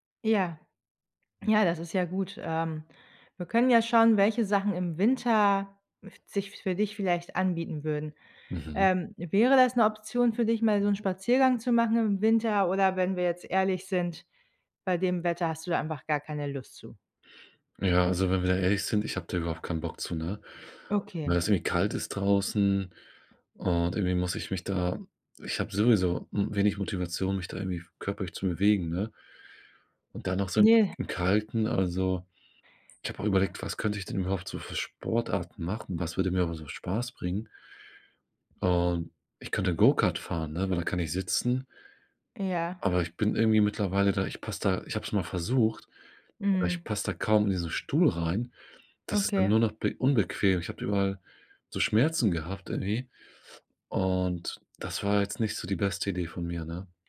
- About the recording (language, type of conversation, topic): German, advice, Warum fällt es mir schwer, regelmäßig Sport zu treiben oder mich zu bewegen?
- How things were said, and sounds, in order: none